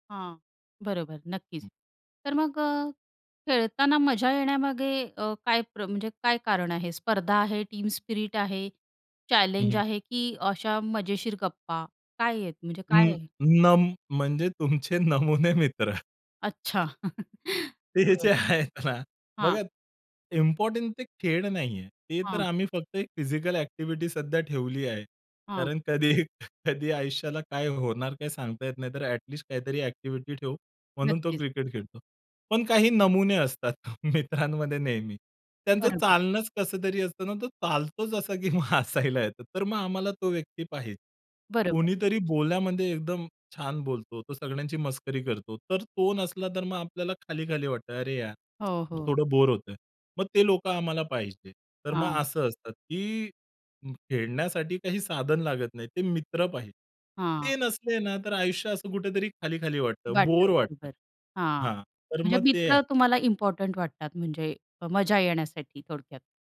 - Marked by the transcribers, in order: in English: "टीम"; laughing while speaking: "म्हणजे तुमचे नमुने मित्र"; other background noise; chuckle; laughing while speaking: "ते ह्याचे आहेत ना"; laughing while speaking: "कधी कधी"; laughing while speaking: "मित्रांमध्ये नेहमी"; laughing while speaking: "की मग हसायला येतो"; tapping; in English: "इम्पोर्टंट"
- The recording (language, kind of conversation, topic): Marathi, podcast, मित्रांबरोबर खेळताना तुला सगळ्यात जास्त मजा कशात वाटायची?